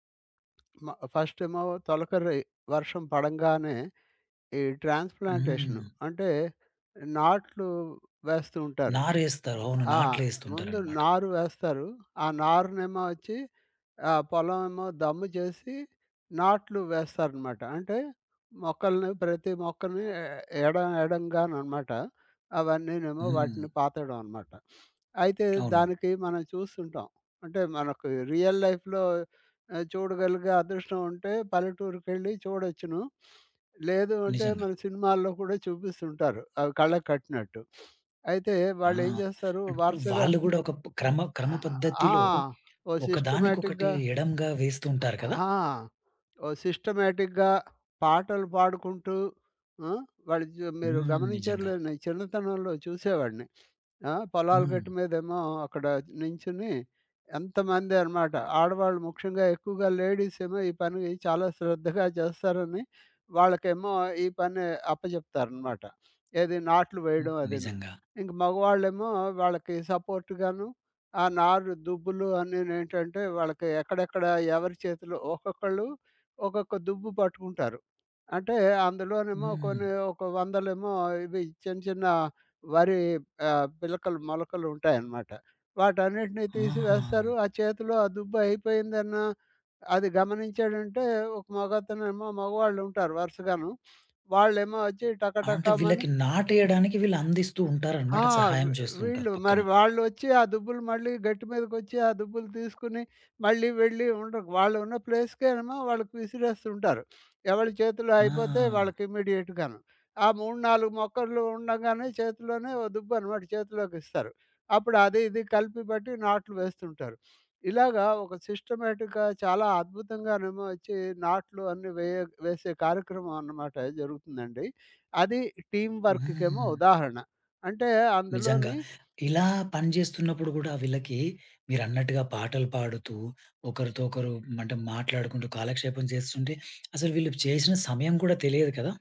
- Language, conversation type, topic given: Telugu, podcast, కలిసి పని చేయడం నీ దృష్టిని ఎలా మార్చింది?
- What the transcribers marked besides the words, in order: other background noise; in English: "ఫస్ట్"; in English: "ట్రాన్స్‌ప్లాన్‌టేషన్"; giggle; in English: "రియల్ లైఫ్‌లో"; sniff; sniff; in English: "సిస్టమాటిక్‌గా"; in English: "సిస్టమాటిక్‌గా"; sniff; in English: "లేడీస్"; sniff; in English: "సపోర్ట్"; sniff; in English: "ఇమిడియేట్‌గాను"; in English: "సిస్టమాటిక్‌గా"; in English: "టీమ్ వర్క్‌కేమో"; sniff; tapping